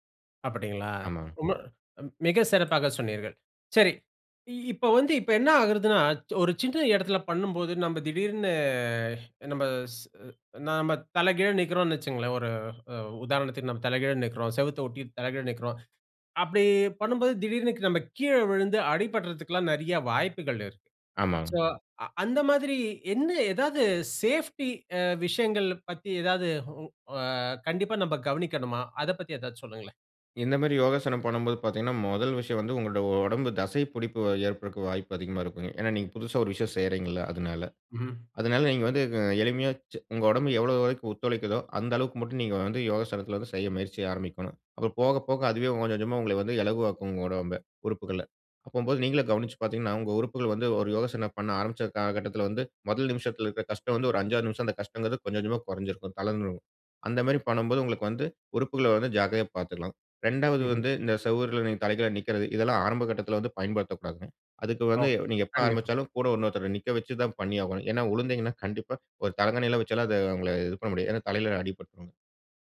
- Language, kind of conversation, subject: Tamil, podcast, சிறிய வீடுகளில் இடத்தைச் சிக்கனமாகப் பயன்படுத்தி யோகா செய்ய என்னென்ன எளிய வழிகள் உள்ளன?
- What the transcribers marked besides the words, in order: horn; "தளந்துடும்" said as "தளந்றும்"